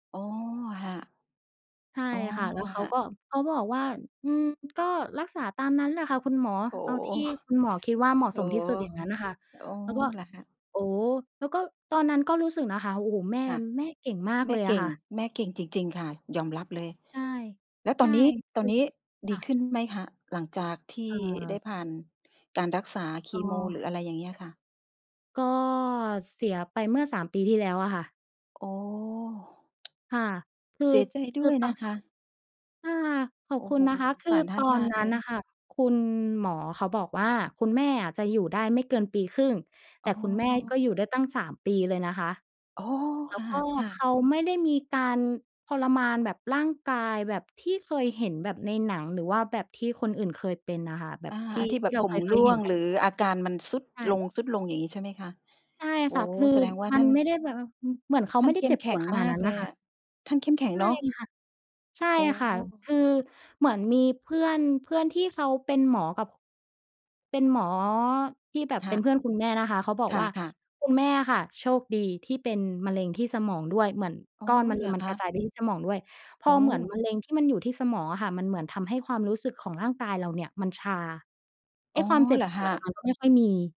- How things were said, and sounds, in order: tapping; sad: "เสียใจด้วยนะคะ"; sad: "โอ้โฮ สงสารท่านมากเลย"
- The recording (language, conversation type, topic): Thai, podcast, คุณช่วยเล่าให้ฟังได้ไหมว่าการตัดสินใจครั้งใหญ่ที่สุดในชีวิตของคุณคืออะไร?